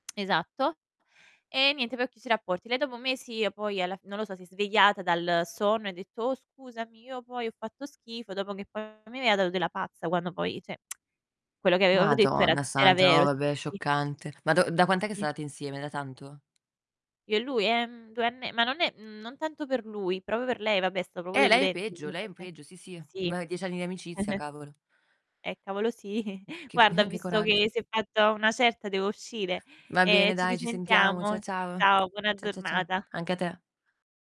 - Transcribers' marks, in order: distorted speech; "cioè" said as "ceh"; tsk; tapping; "proprio" said as "popo"; chuckle; chuckle
- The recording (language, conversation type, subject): Italian, unstructured, Perché è così difficile dire addio a una storia finita?